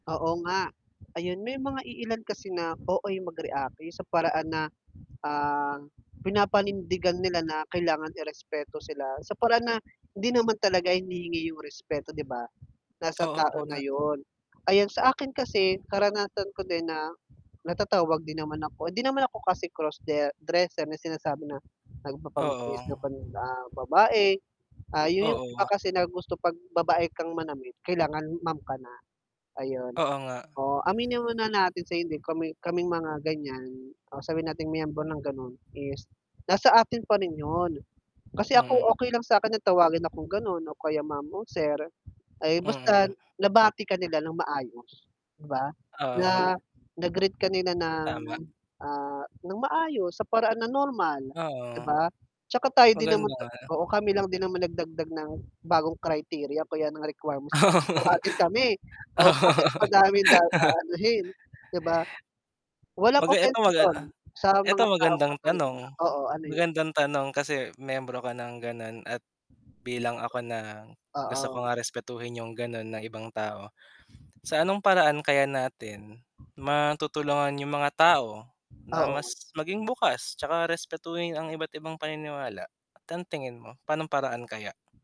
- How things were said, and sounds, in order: static; wind; other background noise; laughing while speaking: "Oo. Oo"; laughing while speaking: "tawagin kami"; distorted speech
- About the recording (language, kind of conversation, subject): Filipino, unstructured, Paano mo maipapaliwanag ang diskriminasyon dahil sa paniniwala?